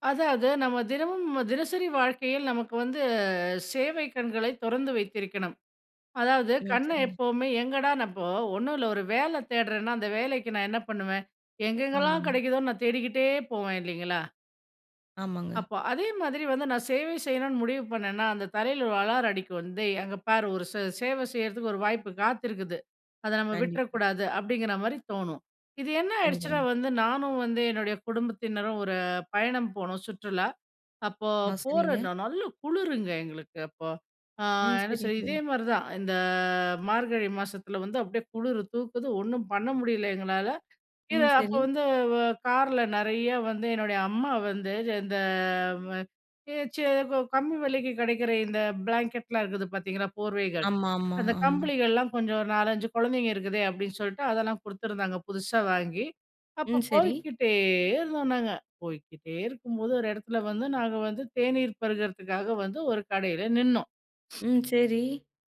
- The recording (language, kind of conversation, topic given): Tamil, podcast, பணமும் புகழும் இல்லாமலேயே அர்த்தம் கிடைக்குமா?
- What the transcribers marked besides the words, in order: tapping; unintelligible speech; drawn out: "இந்த"; unintelligible speech; in English: "பிளாங்கெட்லாம்"; other background noise; drawn out: "போய்க்கிட்டே"; other noise